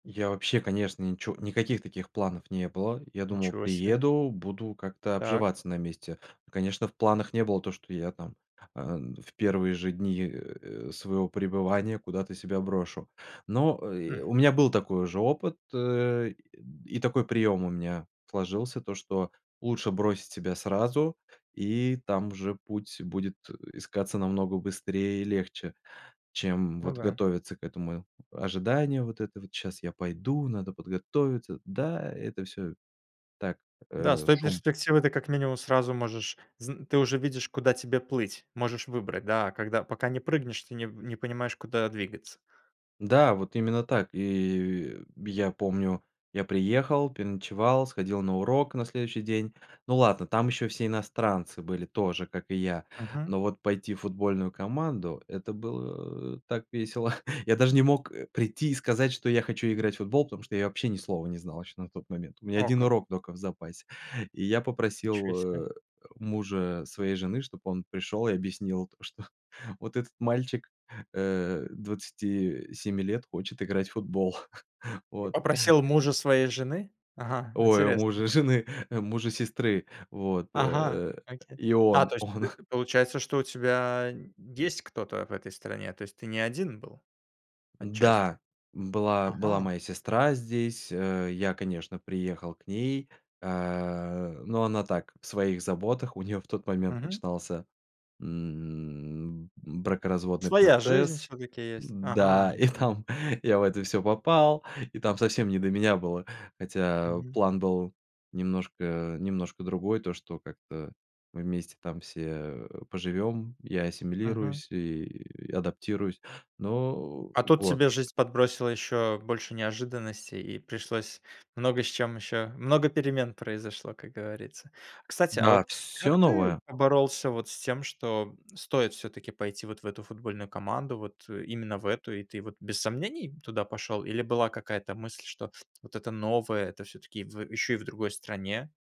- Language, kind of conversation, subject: Russian, podcast, Как ты справлялся(ась) со страхом перемен?
- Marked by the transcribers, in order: chuckle; laughing while speaking: "то, что"; chuckle; tapping